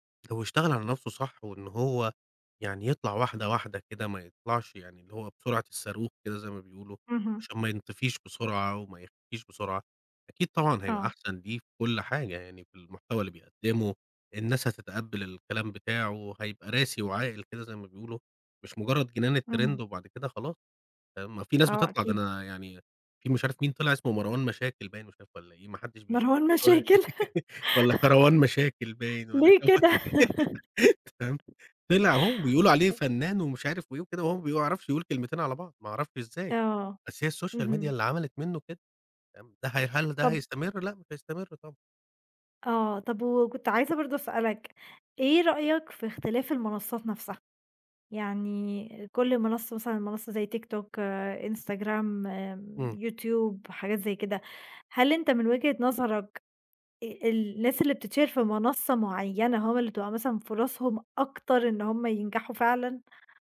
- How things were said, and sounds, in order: in English: "الtrend"; laughing while speaking: "مروان مشاكل"; unintelligible speech; laugh; unintelligible speech; laugh; tapping; unintelligible speech; in English: "الsocial media"; other background noise
- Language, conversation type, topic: Arabic, podcast, إيه دور السوشال ميديا في شهرة الفنانين من وجهة نظرك؟